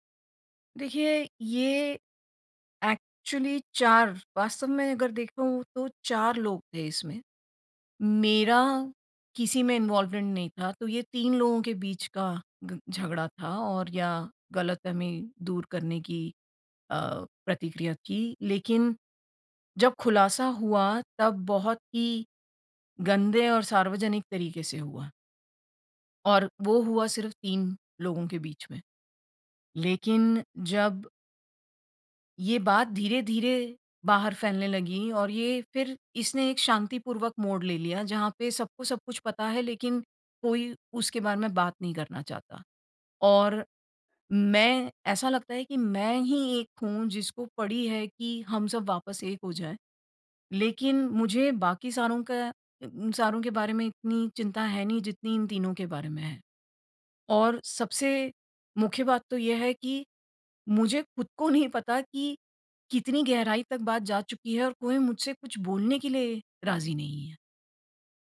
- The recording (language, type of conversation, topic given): Hindi, advice, ब्रेकअप के बाद मित्र समूह में मुझे किसका साथ देना चाहिए?
- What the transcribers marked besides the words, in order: in English: "एक्चुअली"; in English: "इन्वॉल्वमेंट"; laughing while speaking: "नहीं"